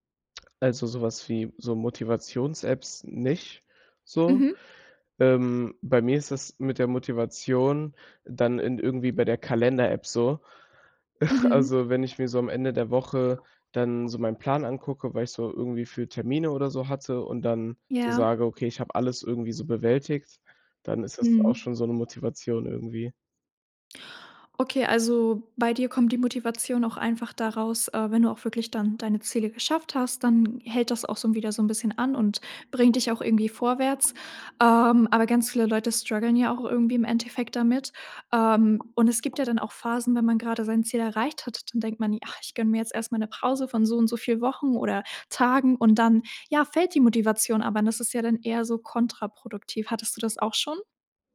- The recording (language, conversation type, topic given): German, podcast, Was tust du, wenn dir die Motivation fehlt?
- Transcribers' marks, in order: chuckle; other background noise; in English: "struggeln"; tapping